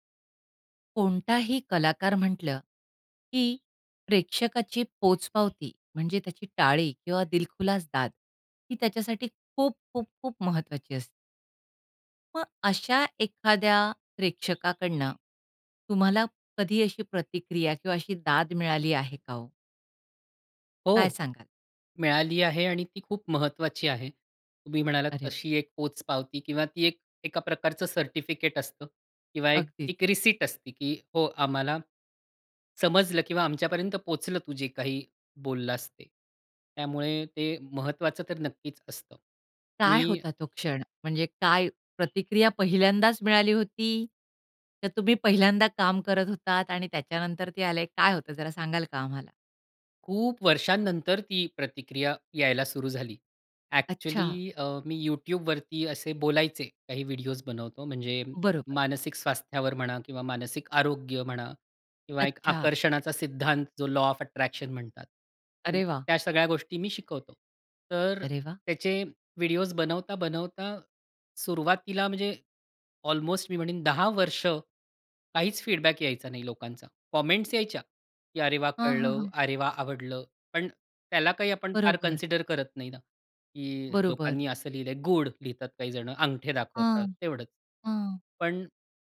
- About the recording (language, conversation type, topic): Marathi, podcast, प्रेक्षकांचा प्रतिसाद तुमच्या कामावर कसा परिणाम करतो?
- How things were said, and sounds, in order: other background noise; in English: "लॉ ऑफ अट्रॅक्शन"; in English: "फीडबॅक"; in English: "कॉमेंट्स"; in English: "कन्सिडर"